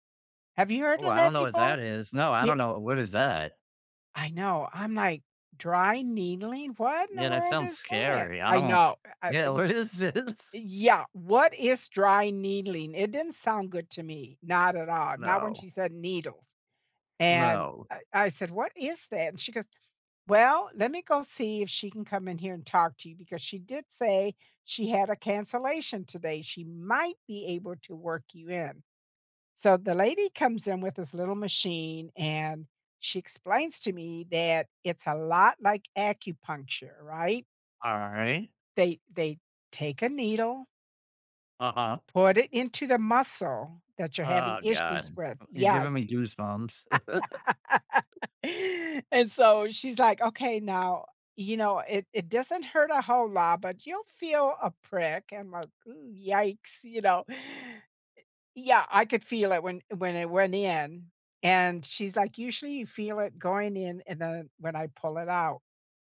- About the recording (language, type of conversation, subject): English, unstructured, How should I decide whether to push through a workout or rest?
- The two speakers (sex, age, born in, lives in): female, 75-79, United States, United States; male, 35-39, United States, United States
- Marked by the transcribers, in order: tapping; laughing while speaking: "what is this?"; laugh